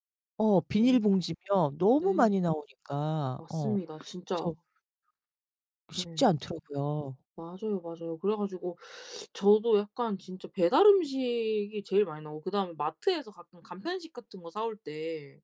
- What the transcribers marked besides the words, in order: tapping; other background noise
- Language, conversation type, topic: Korean, unstructured, 쓰레기를 줄이는 데 가장 효과적인 방법은 무엇일까요?